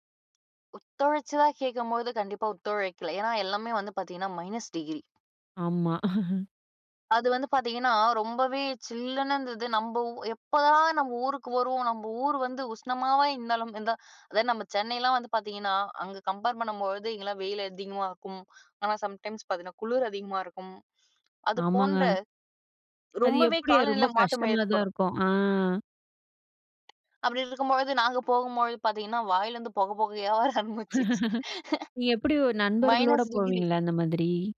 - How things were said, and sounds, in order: in English: "மைனஸ் டிகிரி!"; other background noise; chuckle; in English: "கம்பேர்"; in English: "சம்டைம்ஸ்"; drawn out: "அ"; laughing while speaking: "வாயிலருந்து பொக பொகயா வர ஆரம்பிச்சுச்சு!"; chuckle; in English: "மைனஸ் டிகிரி"
- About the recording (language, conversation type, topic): Tamil, podcast, உங்களுக்கு மலை பிடிக்குமா, கடல் பிடிக்குமா, ஏன்?